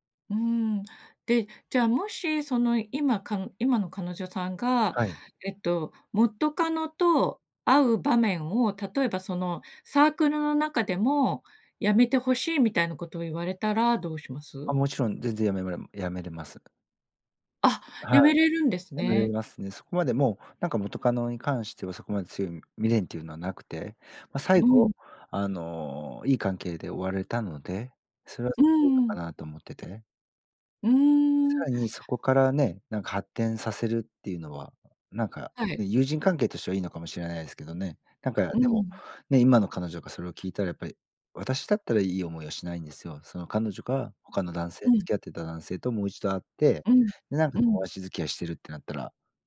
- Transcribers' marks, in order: none
- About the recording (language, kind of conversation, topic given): Japanese, advice, 元恋人との関係を続けるべきか、終わらせるべきか迷ったときはどうすればいいですか？